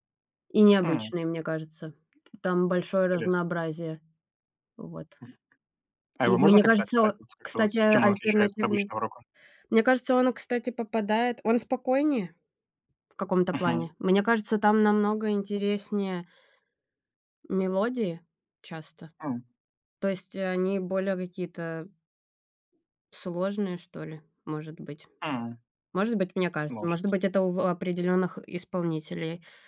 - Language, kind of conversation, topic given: Russian, unstructured, Какая музыка поднимает тебе настроение?
- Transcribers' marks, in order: other background noise